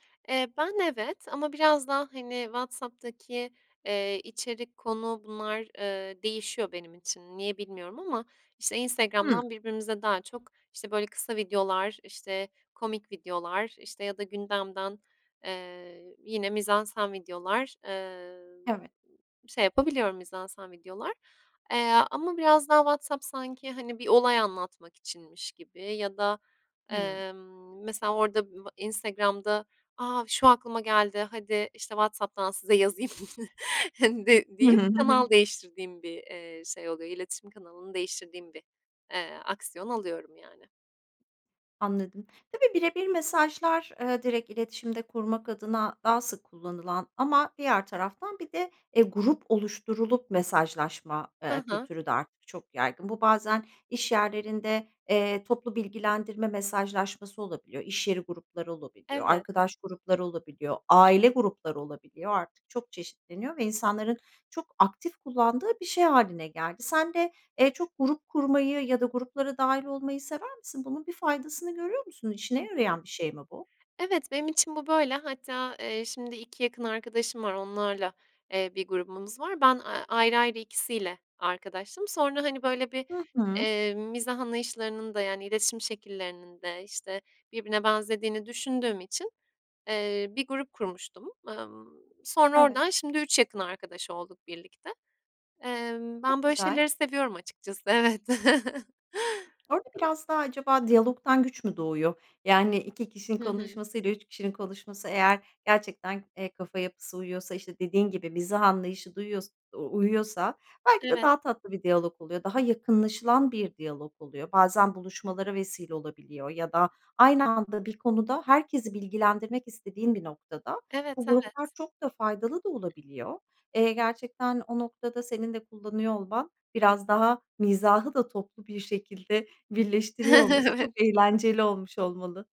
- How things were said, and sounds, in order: other background noise; tapping; laughing while speaking: "yazayım"; chuckle; chuckle; chuckle; laughing while speaking: "Evet"
- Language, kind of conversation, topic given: Turkish, podcast, Okundu bildirimi seni rahatsız eder mi?